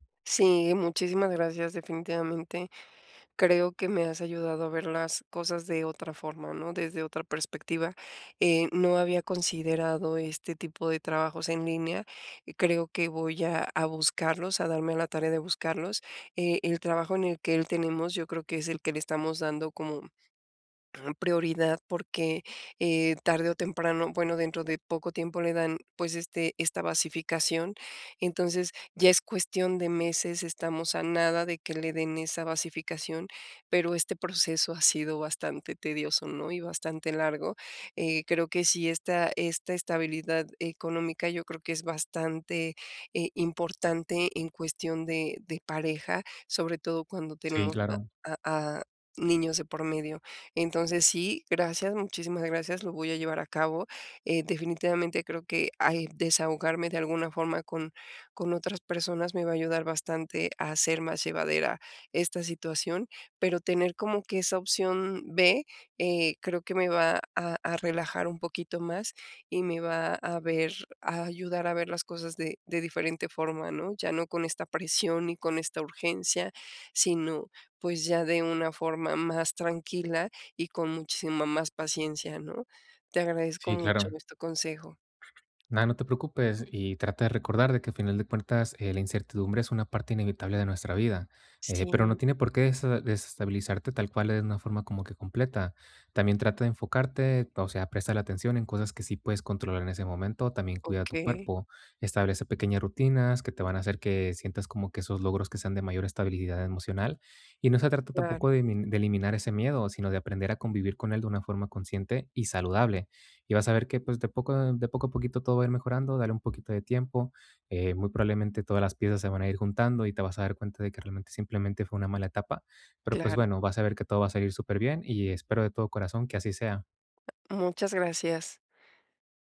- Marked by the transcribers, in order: other noise; other background noise; tapping
- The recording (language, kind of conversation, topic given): Spanish, advice, ¿Cómo puedo preservar mi estabilidad emocional cuando todo a mi alrededor es incierto?